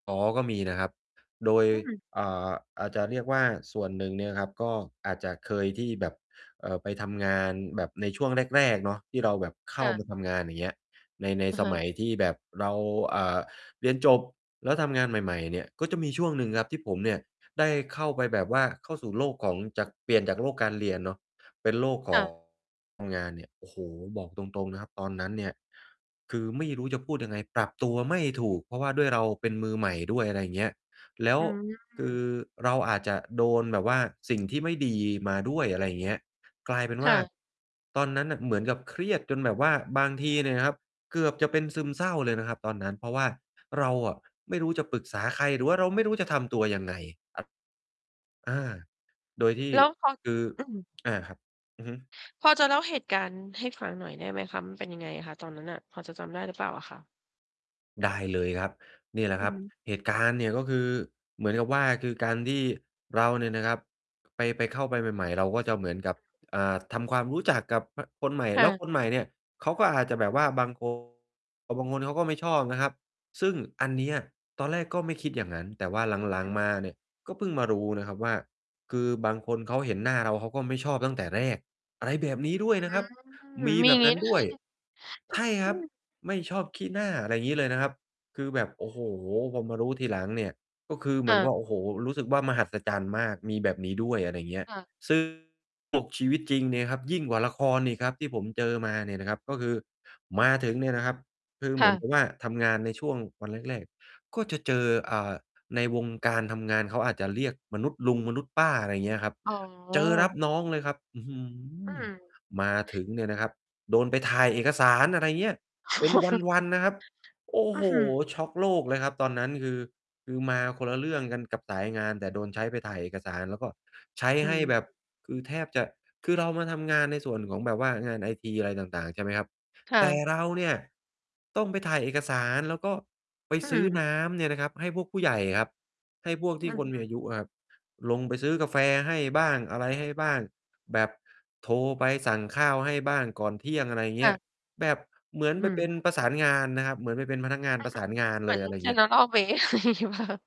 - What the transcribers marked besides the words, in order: mechanical hum; distorted speech; "รับ" said as "อั๊ด"; unintelligible speech; laughing while speaking: "ด้วย"; chuckle; laughing while speaking: "โอ้โฮ"; in English: "General"; laughing while speaking: "อะไรอย่างงี้เปล่าคะ ?"
- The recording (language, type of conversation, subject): Thai, podcast, เวลารู้สึกท้อ คุณทำอย่างไรให้กลับมามีกำลังใจและมีไฟอีกครั้ง?